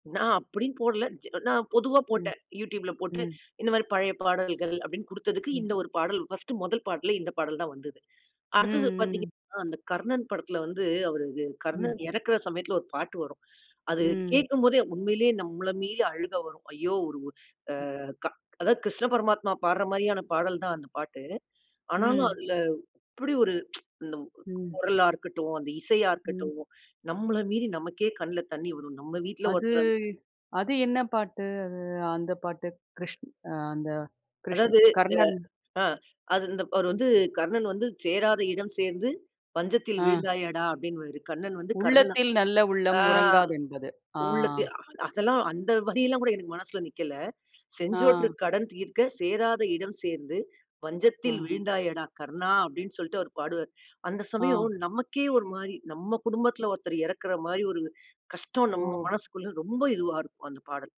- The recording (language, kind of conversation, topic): Tamil, podcast, பழைய இசைக்கு மீண்டும் திரும்ப வேண்டும் என்ற விருப்பம்
- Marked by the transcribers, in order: other noise; tsk; drawn out: "அது"; drawn out: "அது"